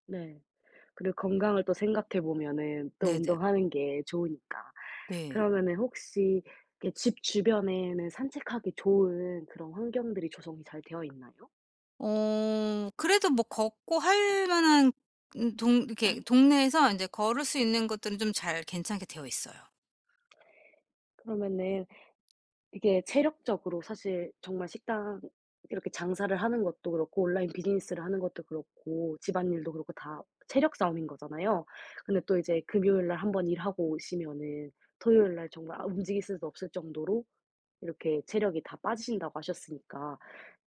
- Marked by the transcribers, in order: other background noise; tapping; swallow; throat clearing
- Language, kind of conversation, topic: Korean, advice, 요즘 시간이 부족해서 좋아하는 취미를 계속하기가 어려운데, 어떻게 하면 꾸준히 유지할 수 있을까요?